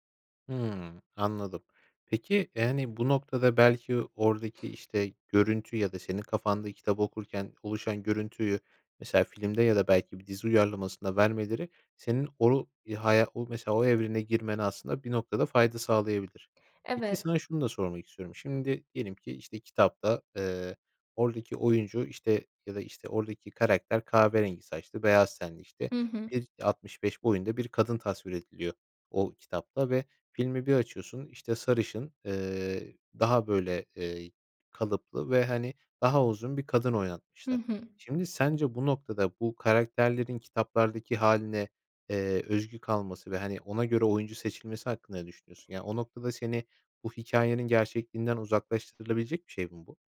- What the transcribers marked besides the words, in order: other background noise; tapping
- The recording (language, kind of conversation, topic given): Turkish, podcast, Kitap okumak ile film izlemek hikâyeyi nasıl değiştirir?